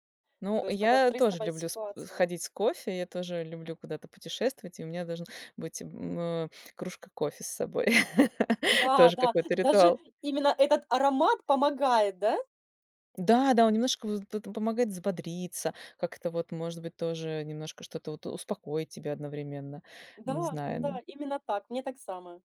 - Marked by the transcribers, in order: laugh
- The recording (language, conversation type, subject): Russian, podcast, Расскажи про прогулку, после которой мир кажется чуть светлее?